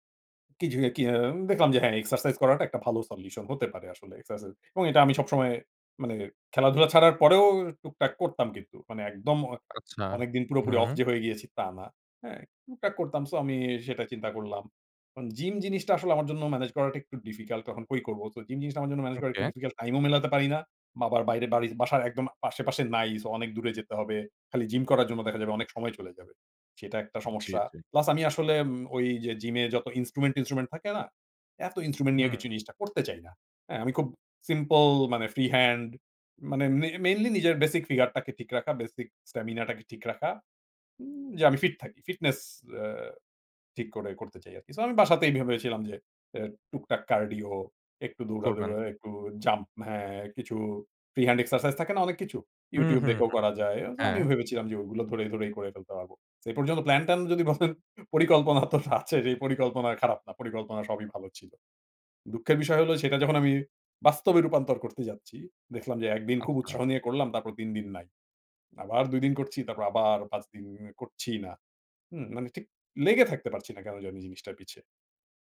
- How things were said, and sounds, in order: "আবার" said as "মাবার"; "মেইনলি" said as "মেইনলিলি"; unintelligible speech; laughing while speaking: "বলেন পরিকল্পনা তো আছে সেই পরিকল্পনা খারাপ না"; drawn out: "দিন"
- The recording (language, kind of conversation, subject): Bengali, advice, বাড়িতে ব্যায়াম করতে একঘেয়েমি লাগলে অনুপ্রেরণা কীভাবে খুঁজে পাব?